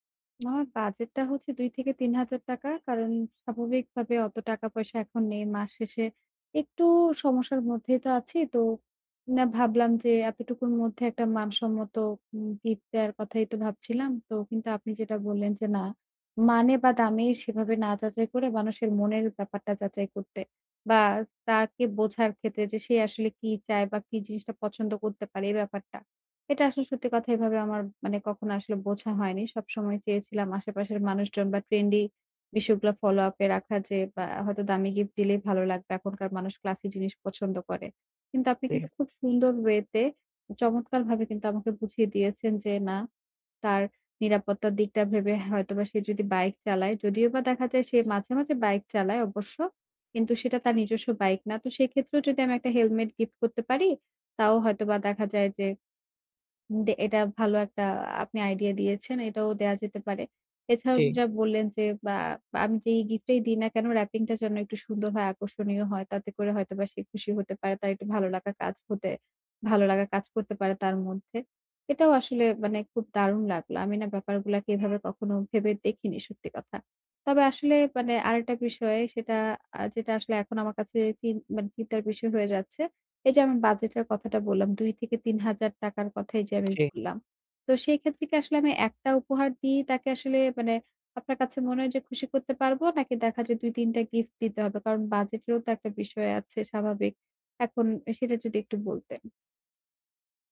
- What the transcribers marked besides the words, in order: tapping; other background noise; horn
- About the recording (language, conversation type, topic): Bengali, advice, আমি কীভাবে সঠিক উপহার বেছে কাউকে খুশি করতে পারি?